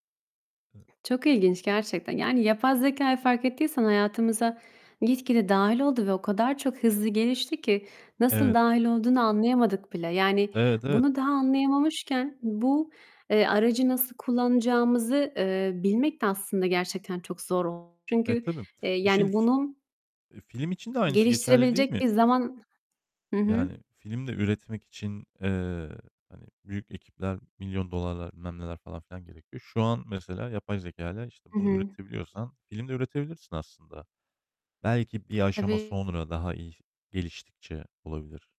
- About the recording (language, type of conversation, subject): Turkish, unstructured, Gelecekte hangi yeni yetenekleri öğrenmek istiyorsunuz?
- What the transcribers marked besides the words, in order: other background noise; tapping; distorted speech; static